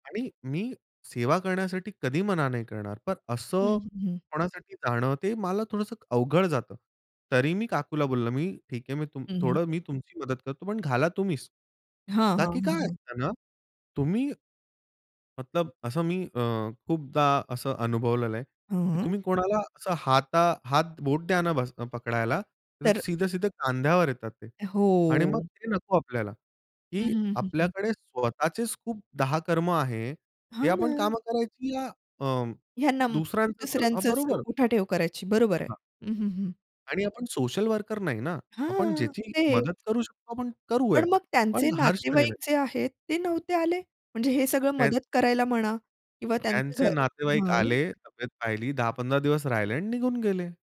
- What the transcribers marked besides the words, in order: none
- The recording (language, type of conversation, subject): Marathi, podcast, आपत्कालीन परिस्थितीत नातेवाईक आणि शेजारी कशा प्रकारे मदत करू शकतात?